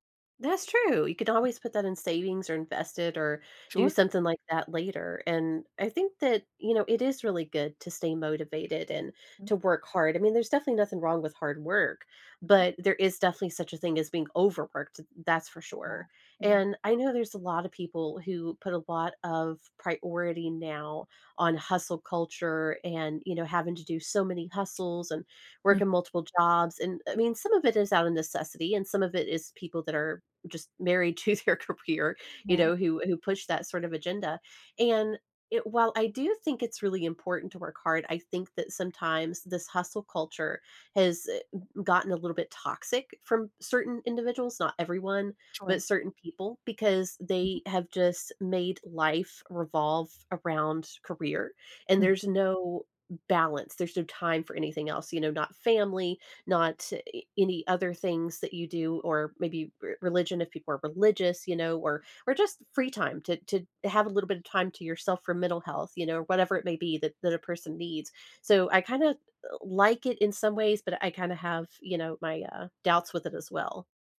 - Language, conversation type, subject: English, unstructured, How can one tell when to push through discomfort or slow down?
- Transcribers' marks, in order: tapping; chuckle; laughing while speaking: "to their career"